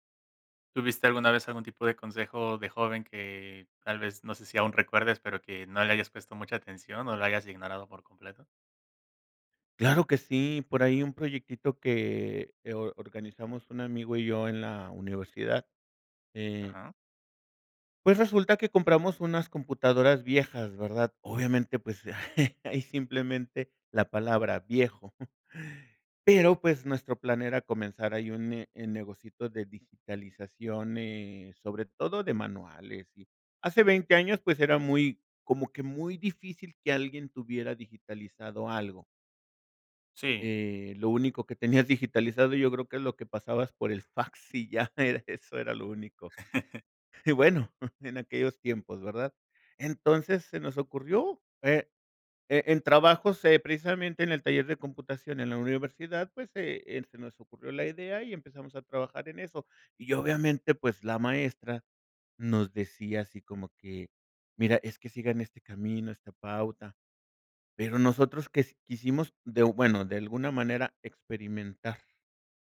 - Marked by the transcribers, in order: tapping; chuckle; chuckle; laughing while speaking: "y ya era eso"; chuckle
- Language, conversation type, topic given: Spanish, podcast, ¿Cómo ha cambiado tu creatividad con el tiempo?